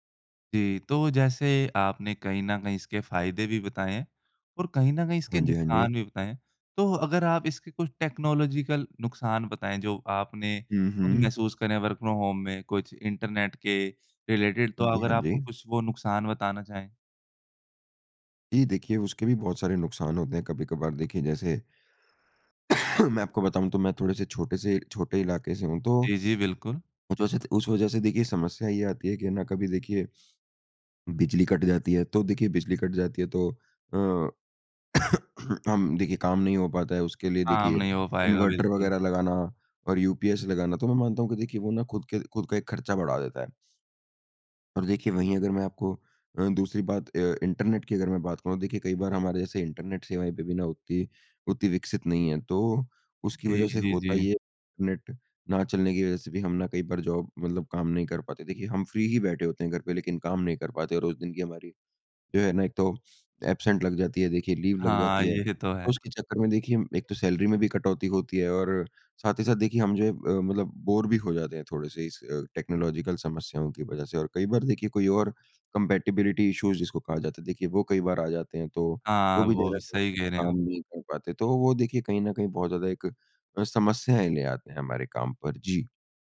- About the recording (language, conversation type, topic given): Hindi, podcast, वर्क‑फ्रॉम‑होम के सबसे बड़े फायदे और चुनौतियाँ क्या हैं?
- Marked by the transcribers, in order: in English: "टेक्नोलॉज़ीकल"; in English: "वर्क फ्रॉम होम"; in English: "रिलेटेड"; cough; unintelligible speech; cough; in English: "जॉब"; in English: "फ़्री"; in English: "अब्सेंट"; in English: "लीव"; laughing while speaking: "ये"; in English: "सैलरी"; in English: "टेक्नोलॉज़ीकल"; in English: "कम्पैटिबिलिटी इश्यूज़"